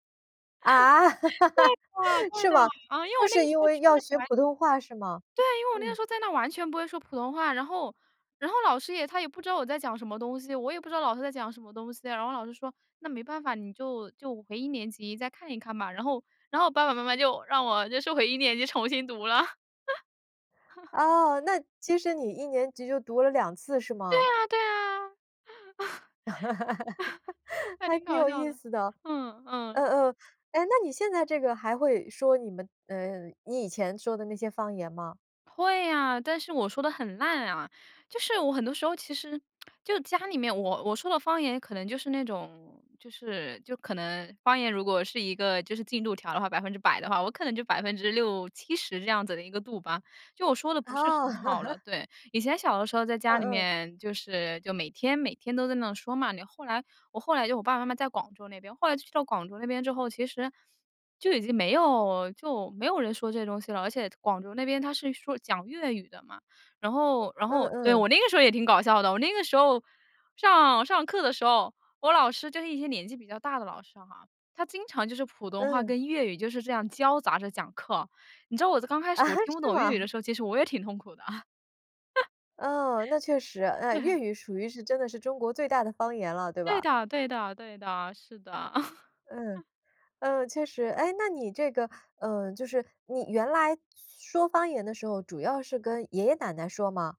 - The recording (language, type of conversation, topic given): Chinese, podcast, 你怎么看待方言的重要性？
- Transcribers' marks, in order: laugh; laughing while speaking: "对的，对的"; surprised: "啊"; laugh; laughing while speaking: "就让我就收回一年级重新读了"; laugh; laugh; laughing while speaking: "那挺搞笑的"; laughing while speaking: "还挺有意思的"; lip smack; laugh; laughing while speaking: "啊，是吗"; laughing while speaking: "的。 对"; laugh; chuckle